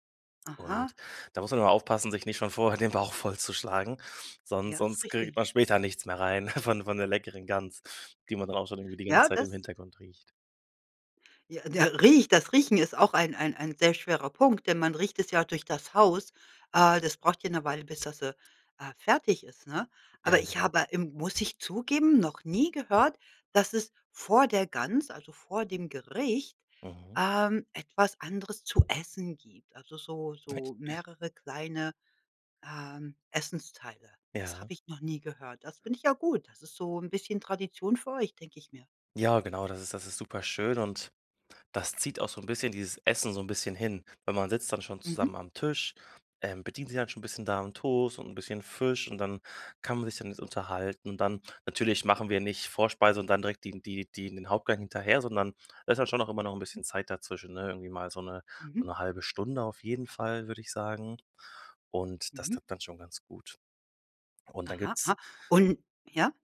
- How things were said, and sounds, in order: laughing while speaking: "schon vorher den Bauch vollzuschlagen"; chuckle; tapping
- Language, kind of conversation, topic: German, podcast, Was verbindest du mit Festessen oder Familienrezepten?